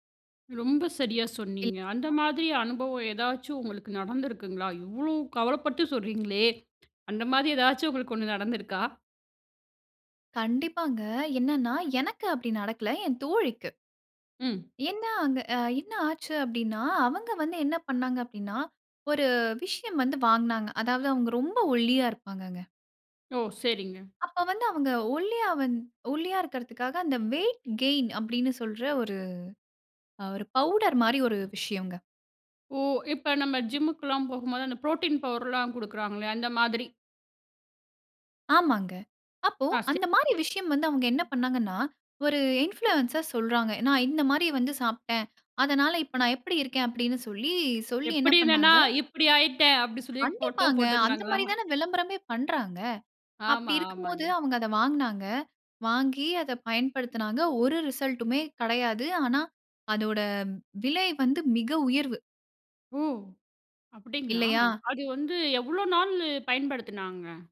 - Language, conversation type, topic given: Tamil, podcast, ஒரு உள்ளடக்க உருவாக்குநரின் மனநலத்தைப் பற்றி நாம் எவ்வளவு வரை கவலைப்பட வேண்டும்?
- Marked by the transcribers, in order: laughing while speaking: "அந்த மாரி ஏதாச்சு உங்களுக்கு ஒண்ணு நடந்திருக்கா?"; in English: "வெயிட் கெய்ன்"; in English: "ஜிம்‌முக்கெல்லாம்"; in English: "ப்ரோட்டீன் பவ்டர்லாம்"; in English: "இன்ஃப்ளூயன்ஸர்"; laughing while speaking: "எப்பிடி இருந்தனா, இப்பிடி ஆயிட்டேன். அப்படி சொல்லி போட்டோ போட்டுருந்தாங்களா?"; in English: "ரிசல்ட்டுமே"